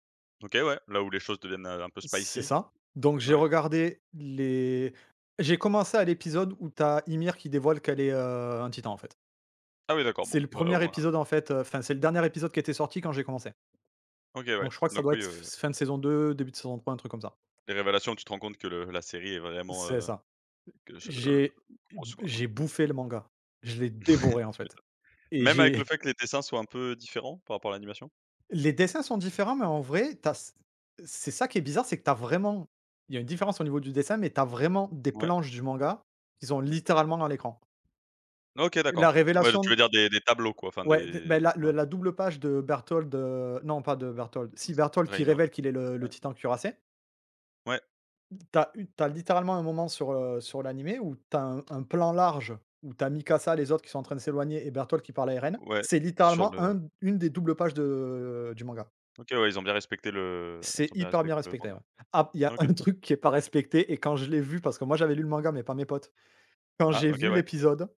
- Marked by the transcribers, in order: in English: "spicy"; unintelligible speech; stressed: "dévoré"; chuckle; stressed: "vraiment"
- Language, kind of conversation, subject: French, unstructured, Quelle série télé t’a le plus marqué récemment ?